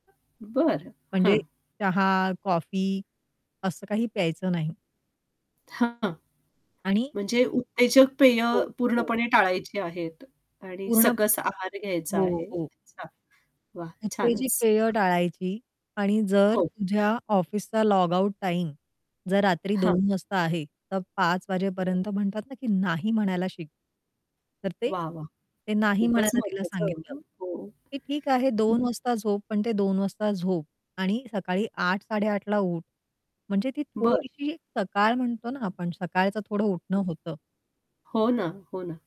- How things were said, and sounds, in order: static; distorted speech; in English: "लॉगआउट"; other background noise
- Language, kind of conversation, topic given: Marathi, podcast, सकाळची सवय तुम्हाला प्रेरणा कशी देते?